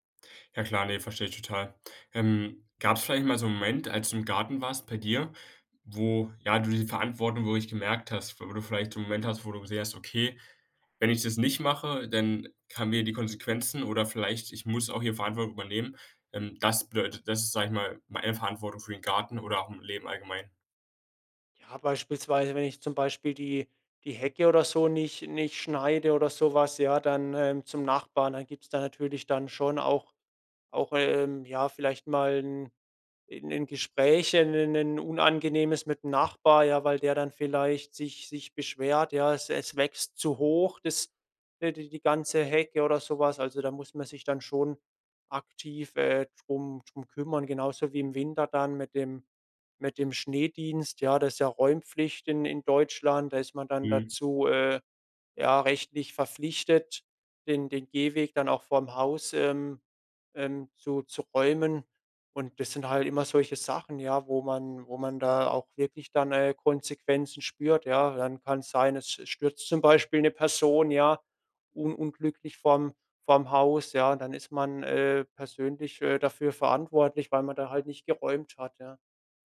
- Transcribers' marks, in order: none
- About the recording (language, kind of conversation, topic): German, podcast, Was kann uns ein Garten über Verantwortung beibringen?